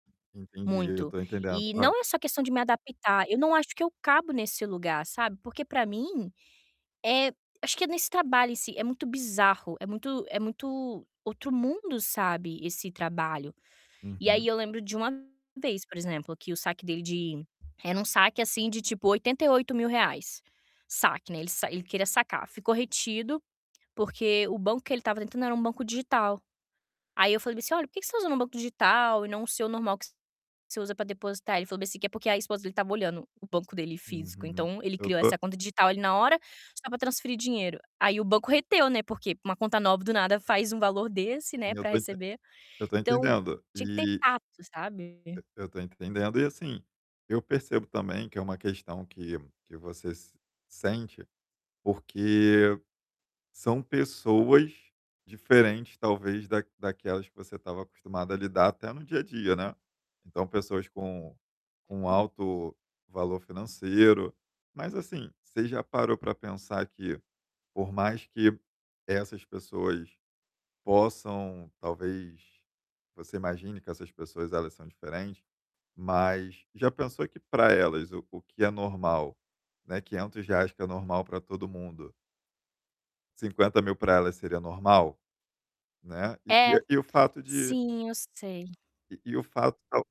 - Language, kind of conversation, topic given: Portuguese, advice, Como você está se adaptando ao novo cargo com mais responsabilidades?
- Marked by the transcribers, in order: static; distorted speech; other background noise